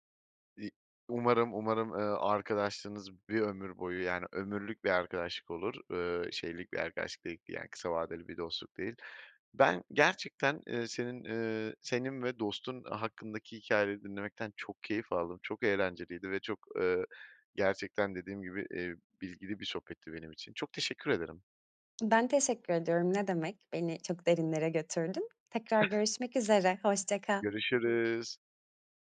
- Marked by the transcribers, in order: other background noise; giggle
- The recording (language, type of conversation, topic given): Turkish, podcast, En yakın dostluğunuz nasıl başladı, kısaca anlatır mısınız?
- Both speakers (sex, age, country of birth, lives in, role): female, 35-39, Turkey, Greece, guest; male, 30-34, Turkey, Poland, host